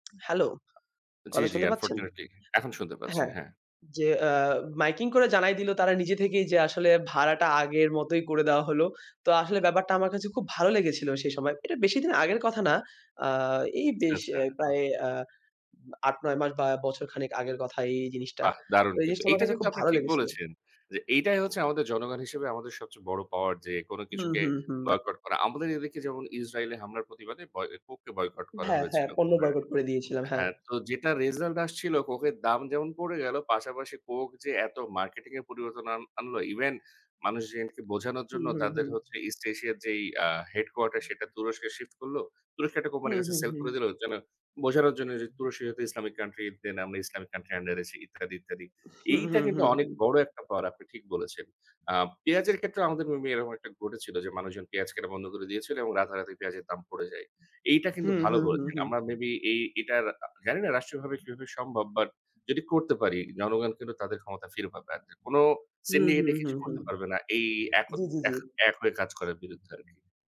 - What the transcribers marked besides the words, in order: other background noise; in English: "আনফরচুনেটলি"
- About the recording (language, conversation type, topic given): Bengali, unstructured, বেঁচে থাকার খরচ বেড়ে যাওয়া সম্পর্কে আপনার মতামত কী?